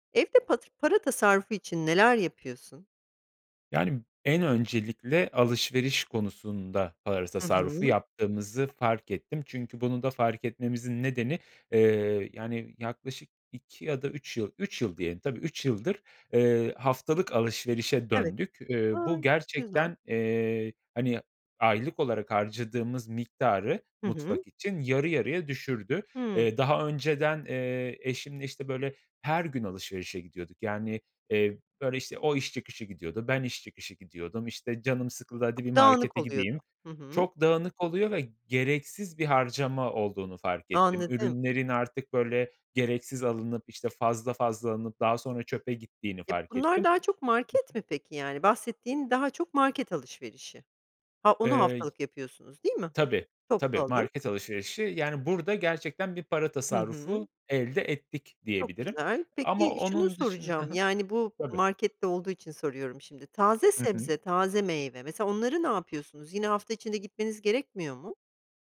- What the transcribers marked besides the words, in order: none
- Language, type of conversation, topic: Turkish, podcast, Evde para tasarrufu için neler yapıyorsunuz?